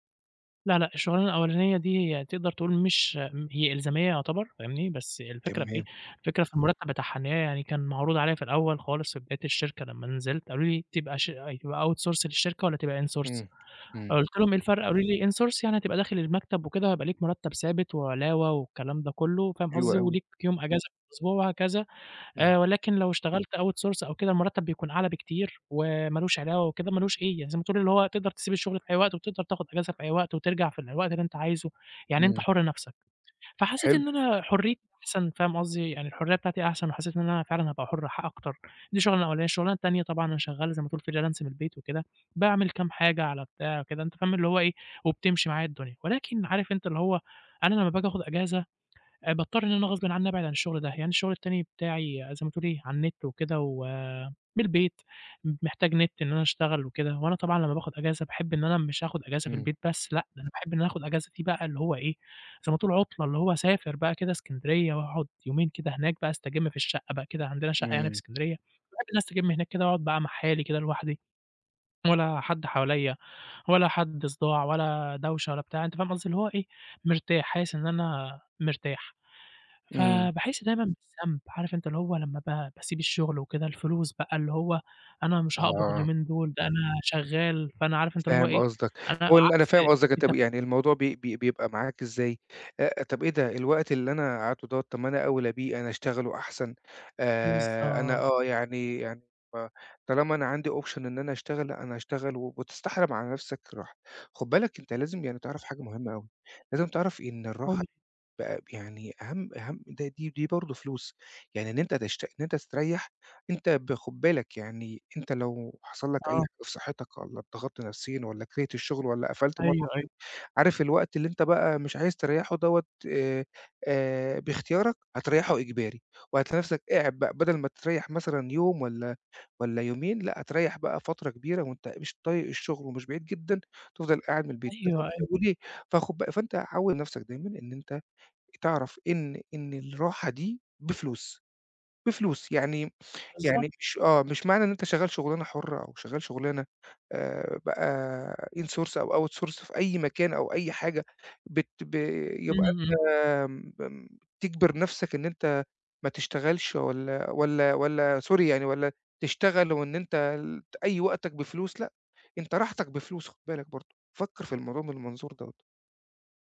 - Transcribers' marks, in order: in English: "out source"; in English: "in source؟"; tapping; in English: "in source"; in English: "out source"; in English: "Freelancer"; in English: "option"; unintelligible speech; unintelligible speech; in English: "in source"; in English: "out source"; in English: "sorry"
- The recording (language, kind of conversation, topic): Arabic, advice, إزاي بتتعامل مع الإحساس بالذنب لما تاخد إجازة عشان ترتاح؟
- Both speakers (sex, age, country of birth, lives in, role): male, 20-24, Egypt, Egypt, user; male, 40-44, Egypt, Portugal, advisor